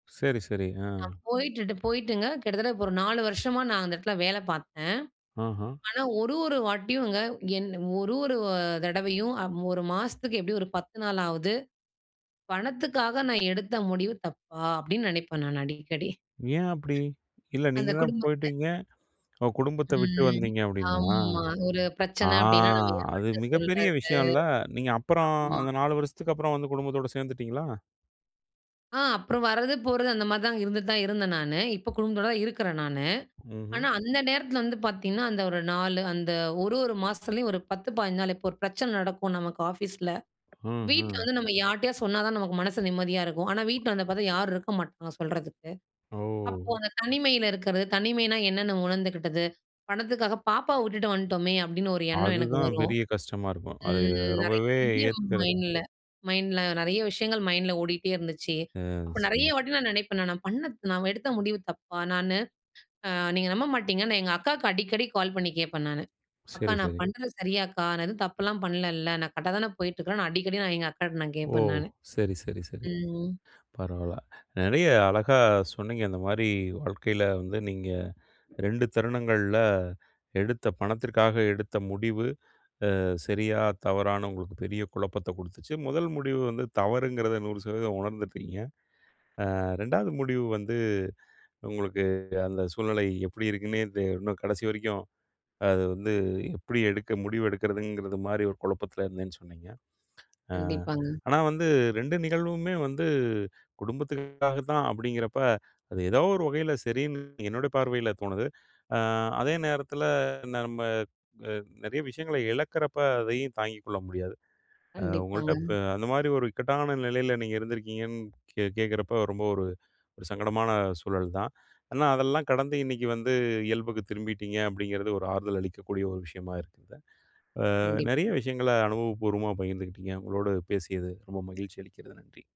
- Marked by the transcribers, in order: other noise; other background noise; drawn out: "ம்"; drawn out: "ம்"; drawn out: "ம்"
- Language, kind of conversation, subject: Tamil, podcast, பணத்துக்காக எடுத்த முடிவுகளை வருத்தமாக நினைக்கிறாயா?